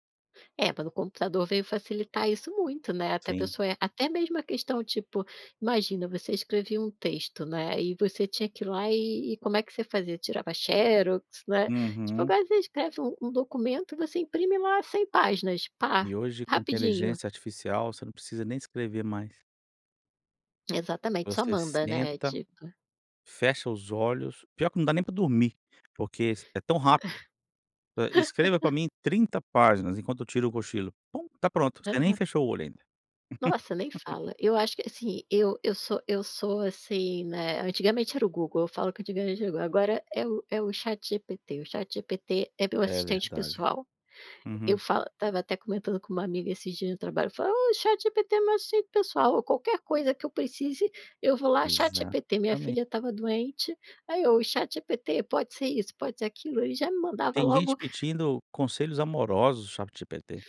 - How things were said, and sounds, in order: laugh; laugh; "ChatGPT" said as "ChapGPT"
- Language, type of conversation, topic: Portuguese, podcast, Como a tecnologia mudou os seus relacionamentos pessoais?